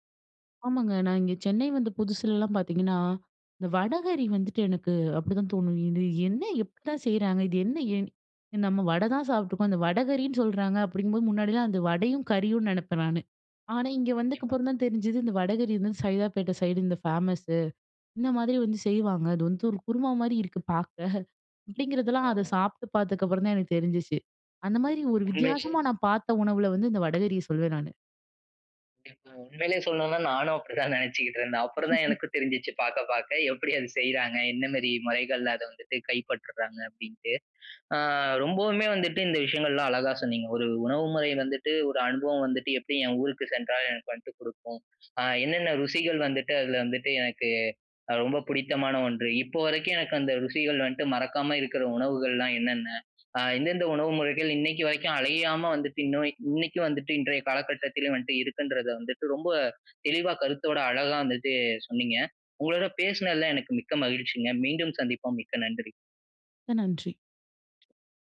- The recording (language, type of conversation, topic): Tamil, podcast, உங்கள் ஊரில் உங்களால் மறக்க முடியாத உள்ளூர் உணவு அனுபவம் எது?
- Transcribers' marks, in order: surprised: "இது என்ன எப்படிதான் செய்றாங்க"; laughing while speaking: "பாக்க. அப்படிங்கிறதெல்லாம் அதை சாப்பிட்டு பார்த்ததுக்கப்புறம் தான் எனக்கு தெரிஞ்சுச்சு"; laughing while speaking: "நானும் அப்படிதான் நினைச்சுக்கிட்டு இருந்தேன்"; laugh; other background noise; "வந்துட்டு" said as "வன்ட்டு"; drawn out: "எனக்கு"; "வந்துட்டு" said as "வன்ட்டு"; "வந்துட்டு" said as "வன்ட்டு"